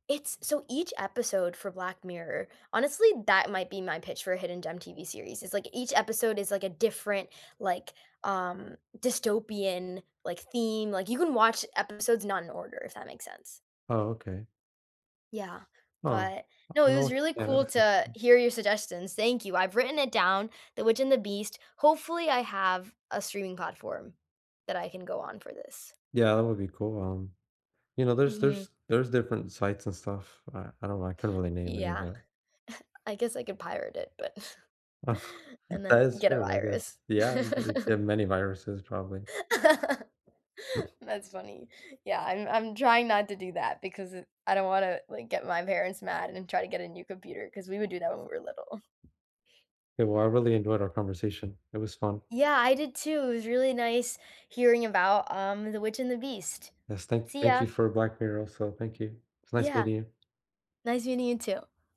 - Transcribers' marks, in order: unintelligible speech; chuckle; chuckle; laugh; chuckle
- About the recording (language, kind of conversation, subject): English, unstructured, Which hidden-gem TV series should everyone binge-watch, and what personal touches make them unforgettable to you?
- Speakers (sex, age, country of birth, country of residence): female, 20-24, United States, United States; male, 20-24, United States, United States